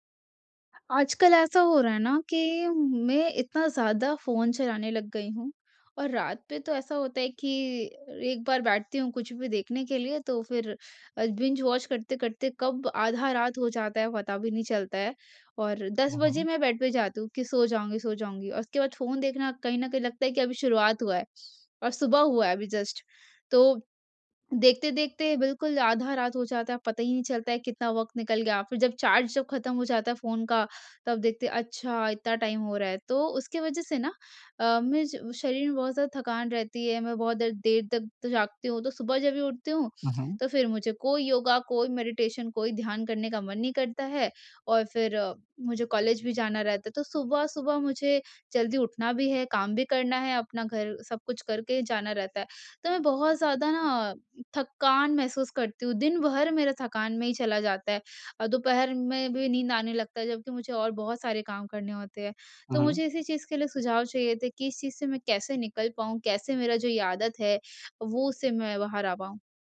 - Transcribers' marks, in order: in English: "बिंज-वॉच"; in English: "बेड"; in English: "जस्ट"; in English: "चार्ज"; in English: "मेडिटेशन"
- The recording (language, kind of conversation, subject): Hindi, advice, मोबाइल या स्क्रीन देखने के कारण देर तक जागने पर सुबह थकान क्यों महसूस होती है?